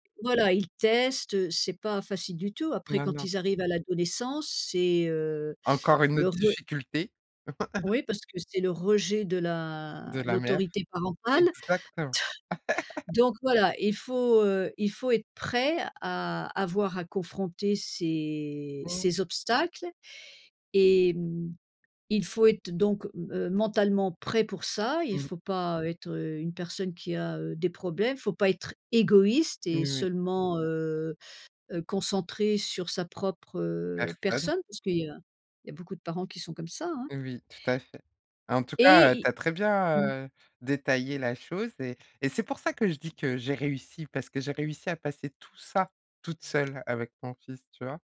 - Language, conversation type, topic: French, podcast, Comment décider si l’on veut avoir des enfants ou non ?
- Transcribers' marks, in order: chuckle; tapping; chuckle; laugh; drawn out: "ces"; stressed: "égoïste"